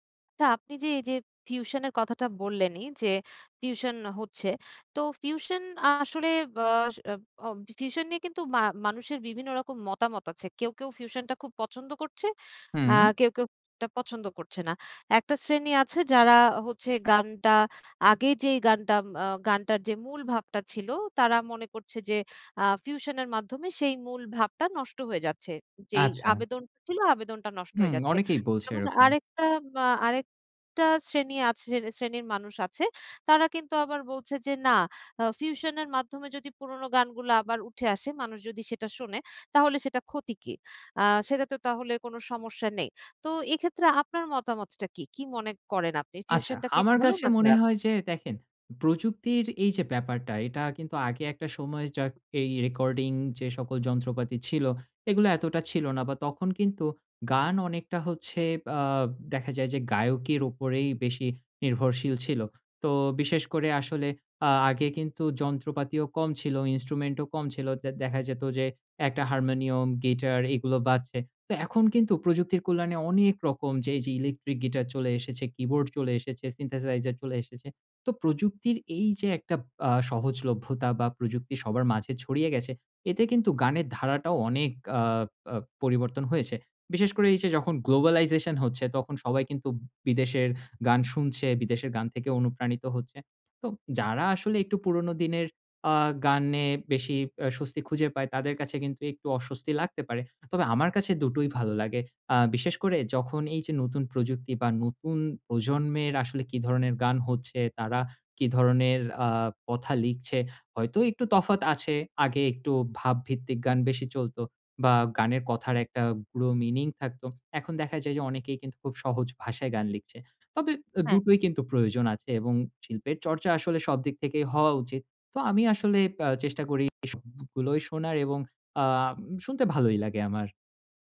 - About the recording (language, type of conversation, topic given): Bengali, podcast, কোন শিল্পী বা ব্যান্ড তোমাকে সবচেয়ে অনুপ্রাণিত করেছে?
- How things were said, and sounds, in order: in English: "instrument"